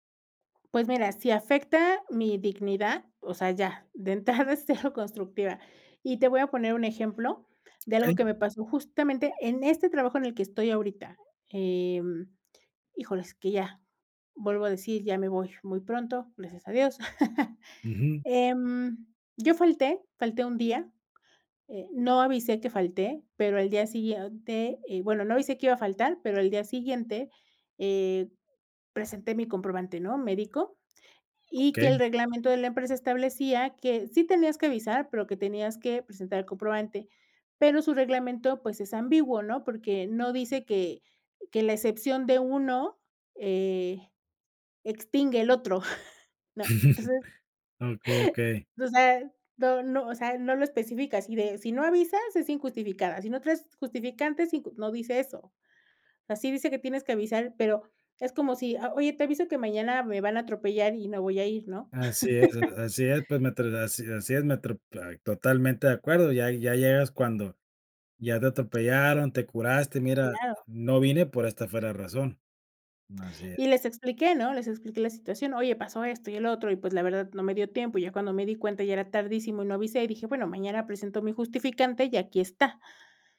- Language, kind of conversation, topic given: Spanish, podcast, ¿Cómo manejas las críticas sin ponerte a la defensiva?
- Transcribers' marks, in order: other background noise; laughing while speaking: "De entrada, es"; laugh; chuckle; laughing while speaking: "Entonces"; laugh; laugh